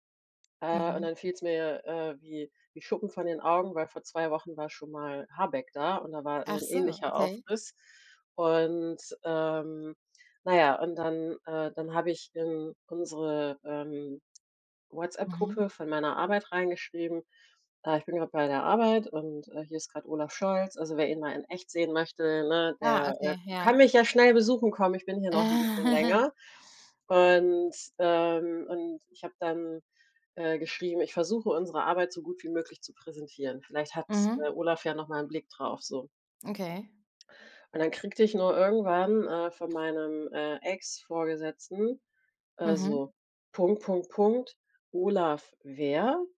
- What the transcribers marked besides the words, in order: other background noise; chuckle
- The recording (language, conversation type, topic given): German, unstructured, Welche Rolle spielen Träume bei der Erkundung des Unbekannten?